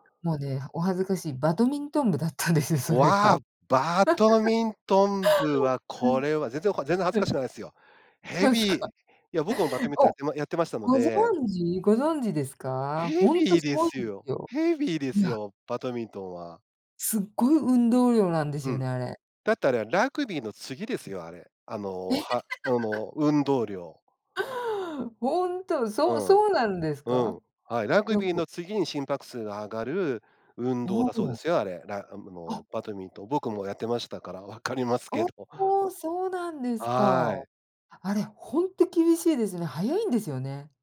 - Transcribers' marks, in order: laugh; laugh
- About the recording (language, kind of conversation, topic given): Japanese, podcast, 学びにおいて、仲間やコミュニティはどんな役割を果たしていると感じますか？